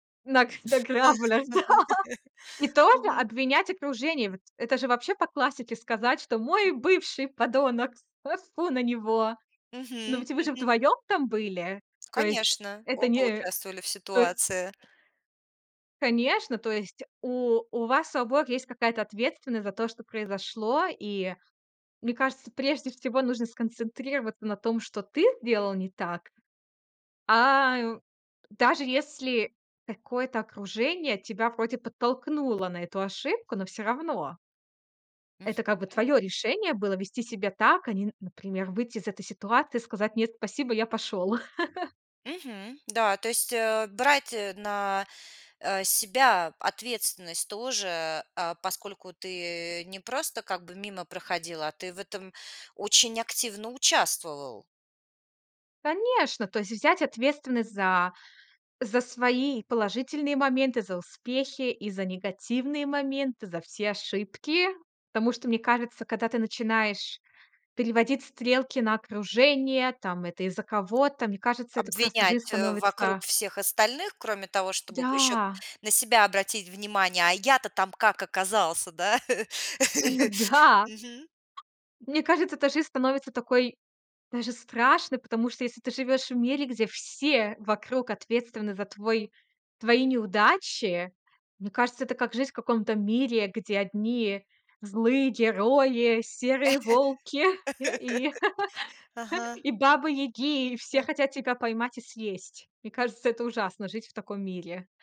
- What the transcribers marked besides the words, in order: other background noise; laughing while speaking: "Ах, ага"; laughing while speaking: "да"; chuckle; tapping; stressed: "ошибки"; laugh; stressed: "все"; laugh; chuckle; laugh
- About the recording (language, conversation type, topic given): Russian, podcast, Как перестать надолго застревать в сожалениях?